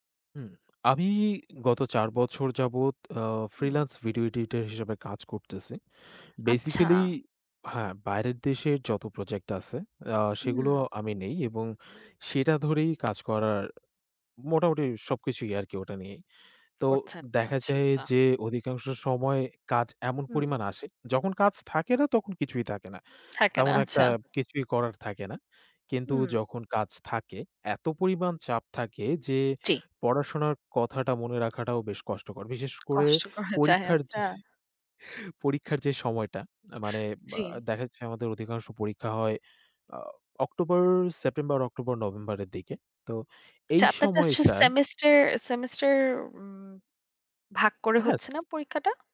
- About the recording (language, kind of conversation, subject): Bengali, podcast, পড়াশোনা নাকি কাজ—তুমি কীভাবে অগ্রাধিকার রাখো?
- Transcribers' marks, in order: tapping